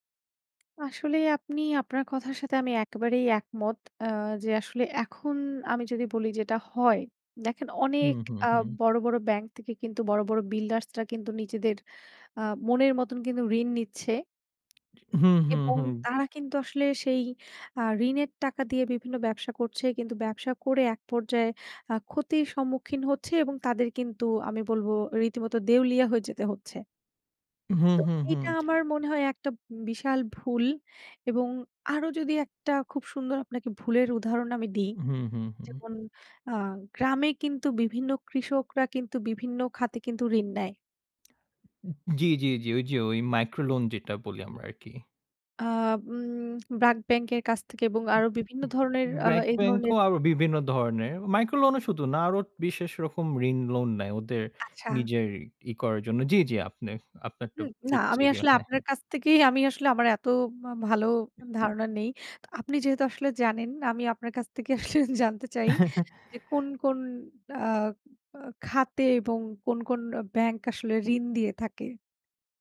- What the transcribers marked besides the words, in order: blowing; in English: "micro loan"; lip smack; in English: "micro loan"; lip smack; tapping; chuckle; scoff
- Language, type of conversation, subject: Bengali, unstructured, ঋণ নেওয়া কখন ঠিক এবং কখন ভুল?